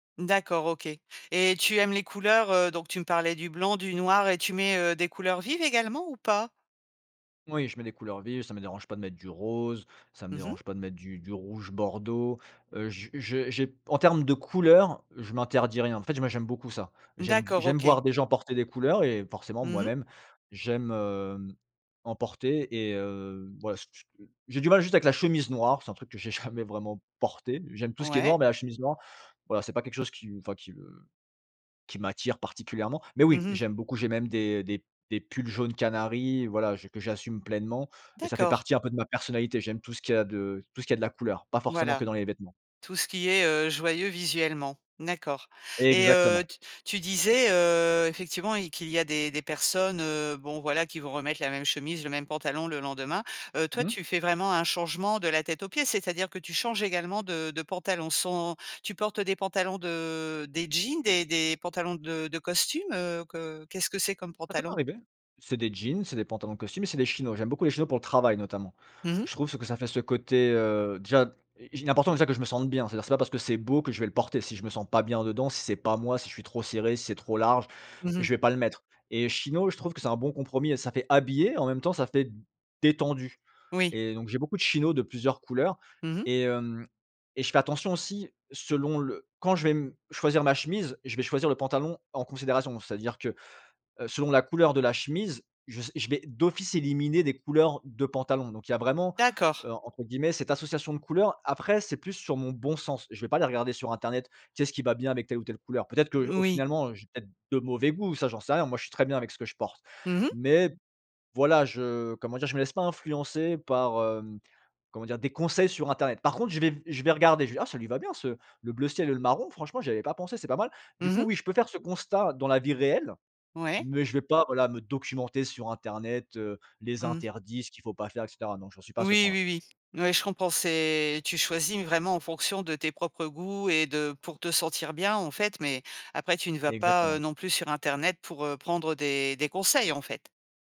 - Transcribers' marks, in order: laughing while speaking: "jamais"
- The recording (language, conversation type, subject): French, podcast, Comment trouves-tu l’inspiration pour t’habiller chaque matin ?